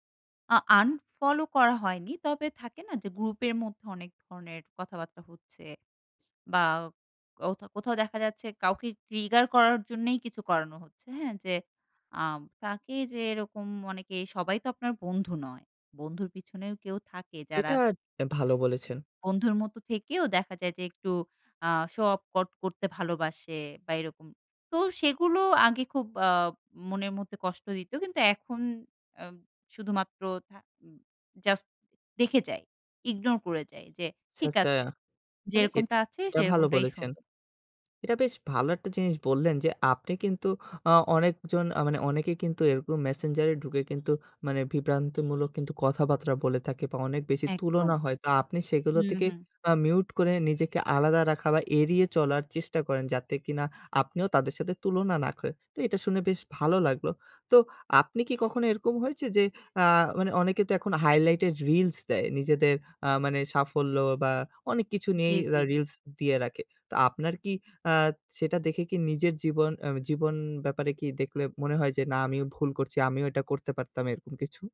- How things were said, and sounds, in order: none
- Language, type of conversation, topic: Bengali, podcast, সামাজিক তুলনা থেকে নিজেকে কীভাবে রক্ষা করা যায়?